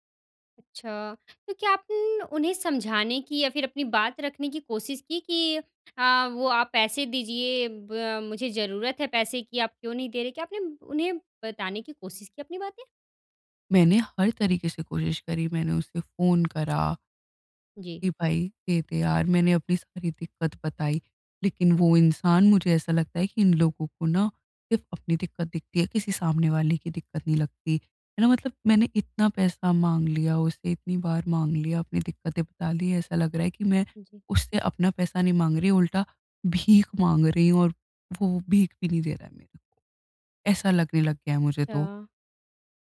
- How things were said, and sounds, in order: none
- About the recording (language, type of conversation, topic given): Hindi, advice, किसी पर भरोसा करने की कठिनाई